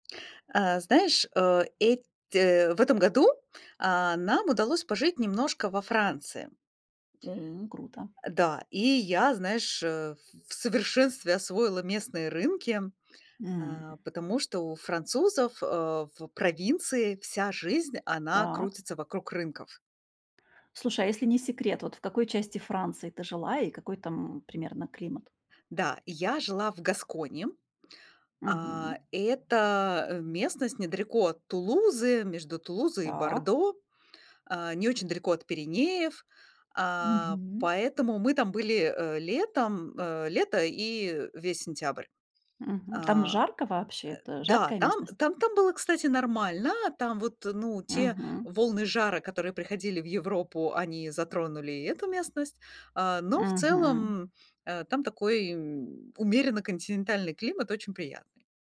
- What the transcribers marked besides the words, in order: none
- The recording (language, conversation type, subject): Russian, podcast, Какой самый живой местный рынок, на котором вы побывали, и что в нём было особенного?